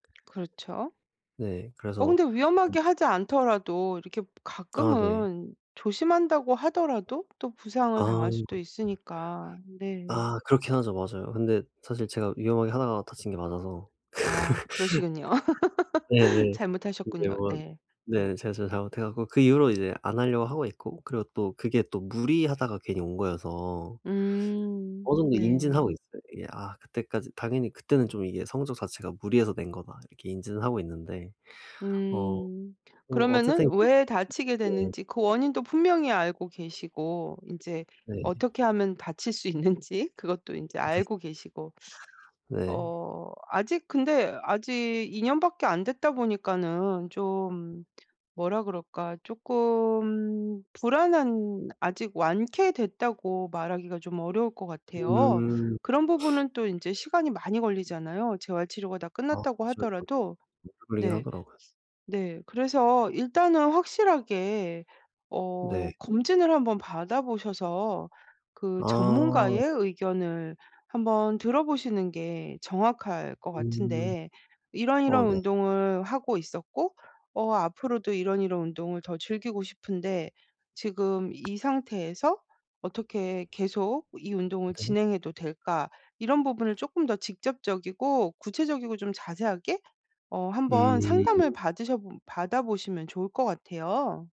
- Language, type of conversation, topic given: Korean, advice, 부상이나 좌절 후 운동 목표를 어떻게 현실적으로 재설정하고 기대치를 조정할 수 있을까요?
- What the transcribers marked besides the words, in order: other background noise; tapping; laugh; laugh; unintelligible speech; laughing while speaking: "있는지"; laugh; teeth sucking; unintelligible speech